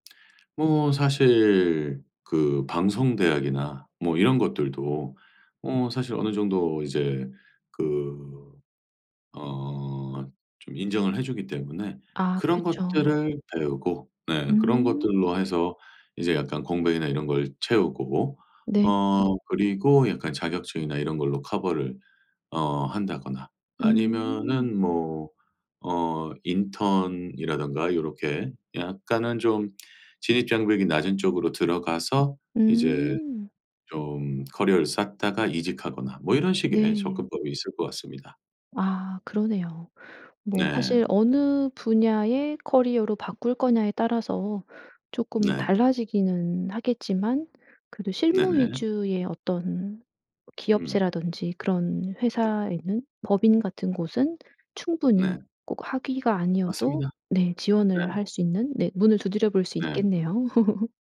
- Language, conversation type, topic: Korean, podcast, 학위 없이 배움만으로 커리어를 바꿀 수 있을까요?
- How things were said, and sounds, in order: other background noise; in English: "커버를"; in English: "커리어로"; laugh